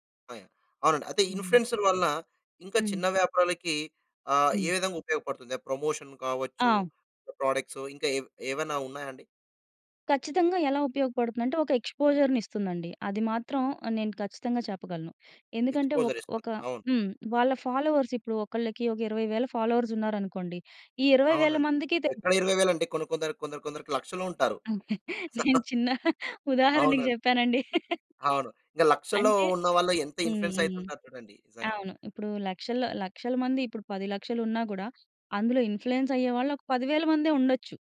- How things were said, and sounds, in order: other noise; in English: "ఇన్‌ఫ్లూయెన్సర్"; in English: "ప్రమోషన్"; in English: "ప్రొడక్ట్స్"; in English: "ఫాలోవర్స్"; in English: "ఫాలోవర్స్"; laughing while speaking: "నేను చిన్న ఉదాహరణకు చెప్పానండి"; chuckle; in English: "ఇన్‌ఫ్లూయెన్స్"; in English: "ఇన్‌ఫ్లూయెన్స్"
- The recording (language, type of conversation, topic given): Telugu, podcast, చిన్న వ్యాపారాలపై ప్రభావశీలుల ప్రభావం